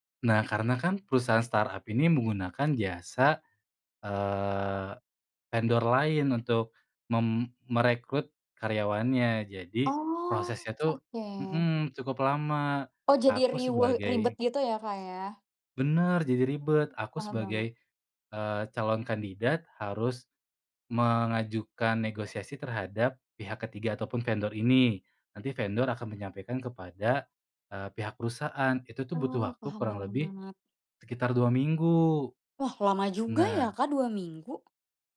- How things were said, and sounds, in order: in English: "startup"; other background noise
- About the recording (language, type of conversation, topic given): Indonesian, podcast, Bagaimana cara menegosiasikan gaji atau perubahan posisi berdasarkan pengalamanmu?